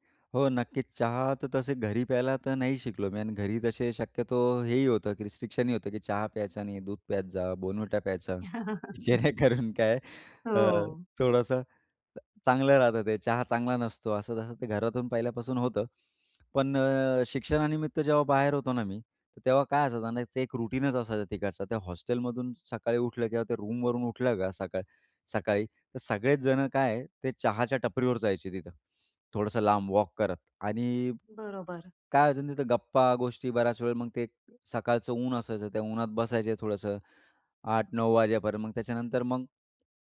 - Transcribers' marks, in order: in English: "रिस्ट्रिक्शनही"; laugh; laughing while speaking: "जेणेकरून काय"; tapping; other background noise; in English: "रूटीनच"; in English: "हॉस्टेलमधून"; in English: "रूमवरून"; in English: "वॉक"
- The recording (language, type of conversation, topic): Marathi, podcast, सकाळी तुम्ही चहा घ्यायला पसंत करता की कॉफी, आणि का?